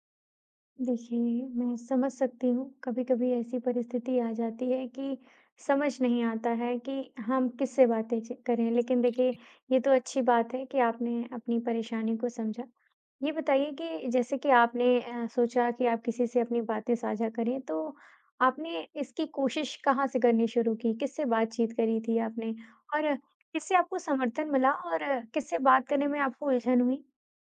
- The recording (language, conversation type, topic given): Hindi, advice, मैं लक्ष्य तय करने में उलझ जाता/जाती हूँ और शुरुआत नहीं कर पाता/पाती—मैं क्या करूँ?
- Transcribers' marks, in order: other background noise; tapping